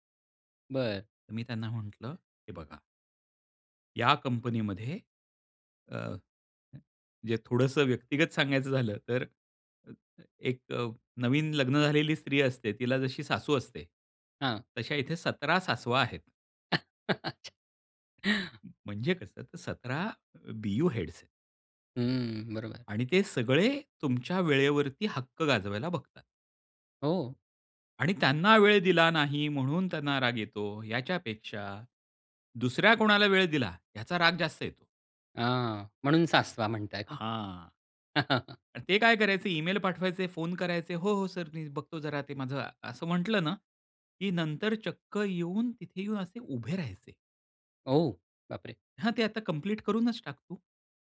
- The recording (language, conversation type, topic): Marathi, podcast, नकार देताना तुम्ही कसे बोलता?
- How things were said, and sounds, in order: tapping; other noise; chuckle; inhale; other background noise; chuckle